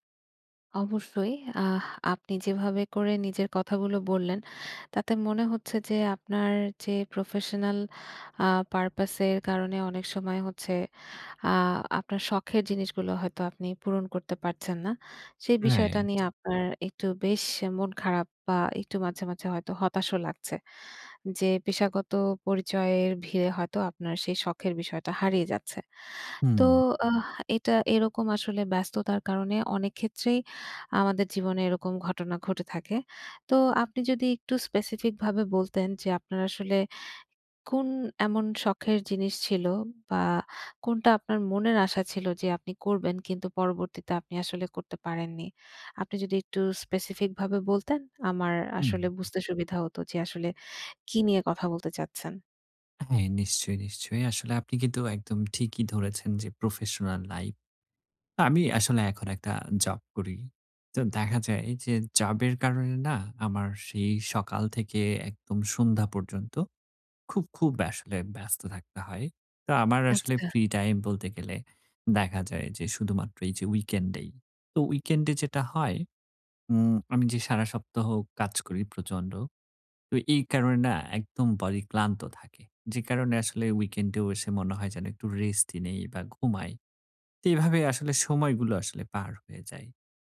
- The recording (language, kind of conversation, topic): Bengali, advice, চাকরি নেওয়া কি ব্যক্তিগত স্বপ্ন ও লক্ষ্য ত্যাগ করার অর্থ?
- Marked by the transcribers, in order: "লাইপ" said as "লাইফ"